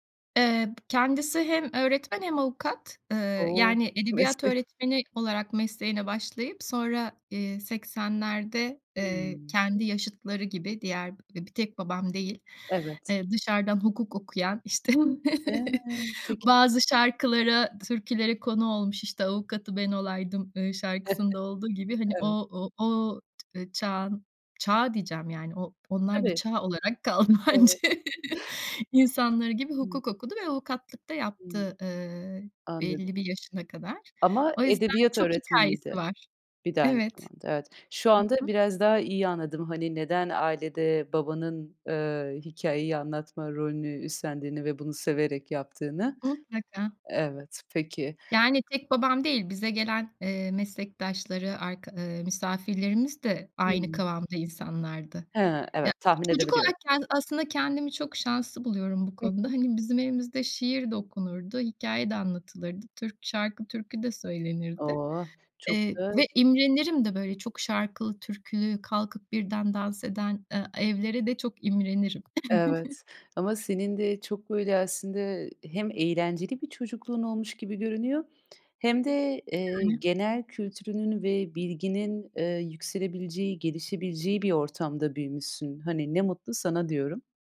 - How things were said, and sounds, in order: tapping; chuckle; chuckle; laughing while speaking: "kaldı bence"; chuckle; chuckle; other background noise
- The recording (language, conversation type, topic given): Turkish, podcast, Aile hikâyelerini genellikle kim anlatır ve bu hikâyeler nasıl paylaşılır?